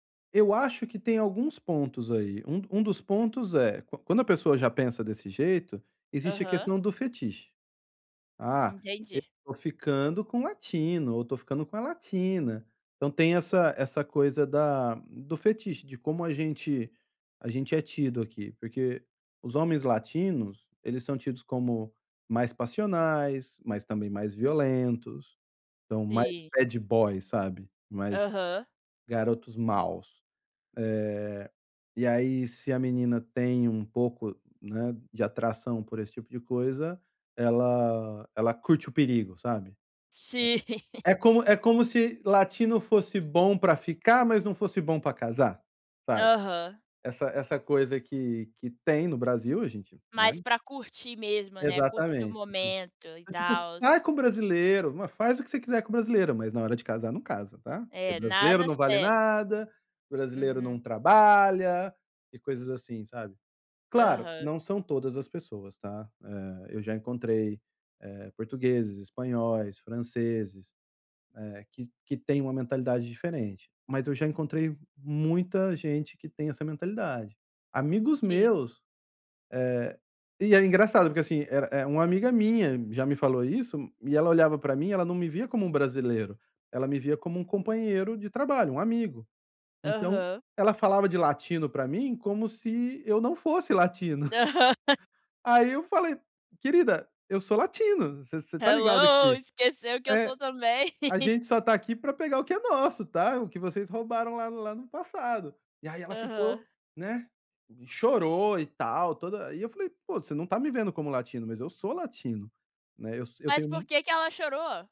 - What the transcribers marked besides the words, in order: in English: "bad boy"; unintelligible speech; laugh; chuckle; laugh
- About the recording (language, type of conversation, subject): Portuguese, advice, Como posso conciliar um relacionamento com valores fundamentais diferentes?